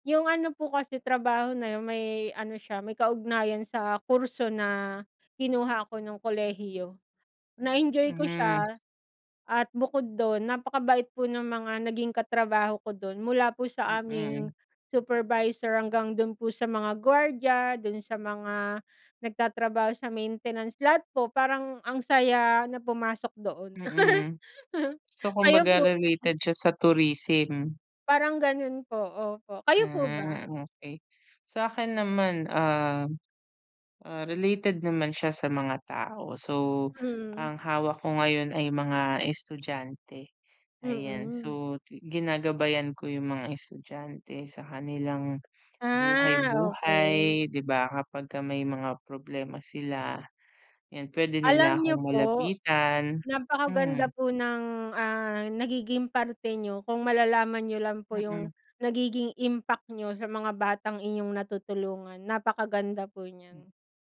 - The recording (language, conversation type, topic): Filipino, unstructured, Ano ang una mong trabaho at ano ang mga natutunan mo roon?
- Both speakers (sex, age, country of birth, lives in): female, 30-34, Philippines, Philippines; female, 35-39, Philippines, Philippines
- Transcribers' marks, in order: other background noise; laugh; in English: "tourism"; tapping; in English: "impact"